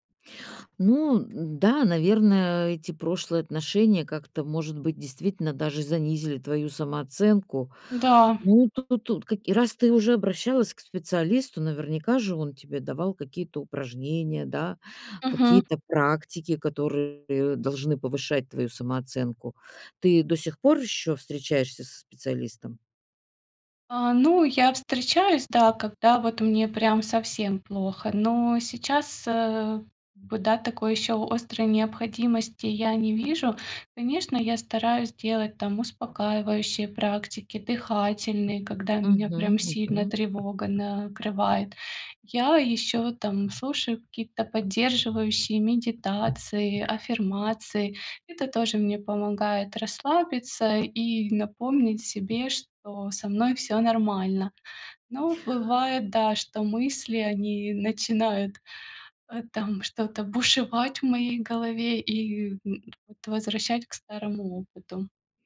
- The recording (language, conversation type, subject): Russian, advice, Как перестать бояться, что меня отвергнут и осудят другие?
- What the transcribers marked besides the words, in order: tapping; other background noise